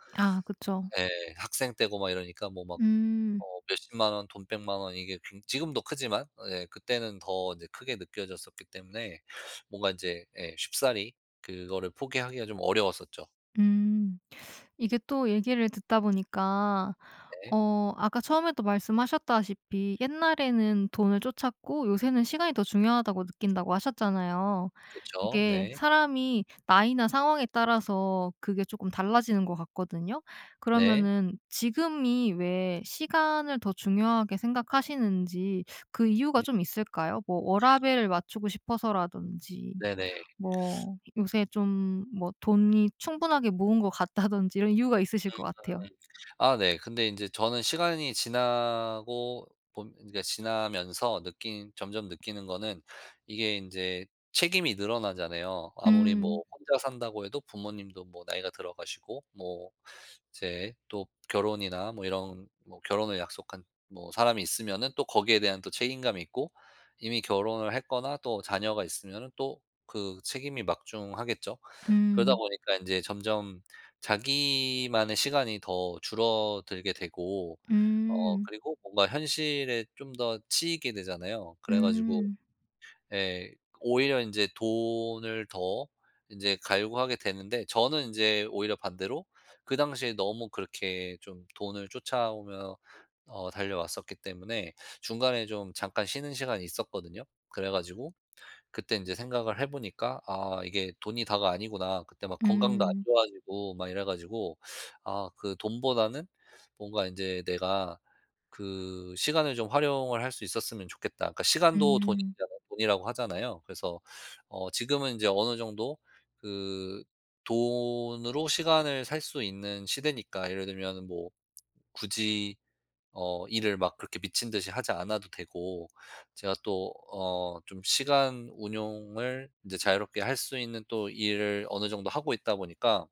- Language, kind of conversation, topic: Korean, podcast, 돈과 시간 중 무엇을 더 소중히 여겨?
- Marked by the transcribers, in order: tapping; laughing while speaking: "같다든지"